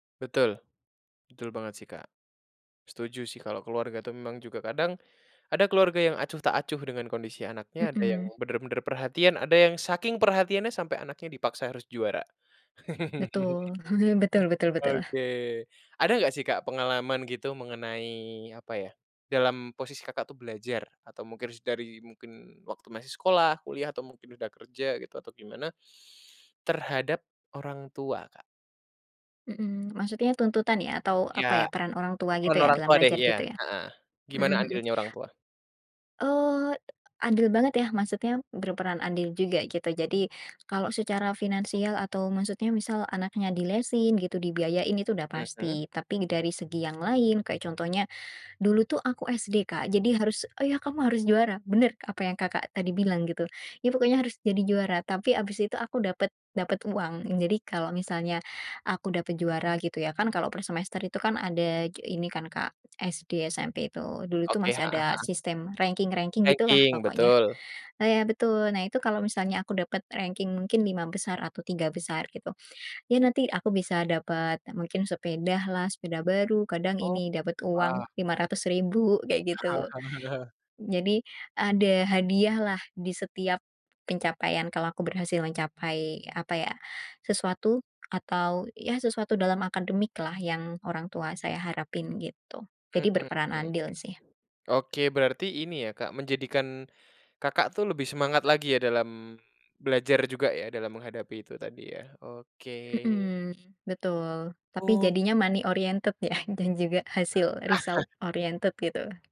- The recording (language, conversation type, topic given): Indonesian, podcast, Apa tantangan terbesar menurutmu untuk terus belajar?
- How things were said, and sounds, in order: chuckle; inhale; other background noise; chuckle; in English: "money oriented"; chuckle; in English: "result oriented"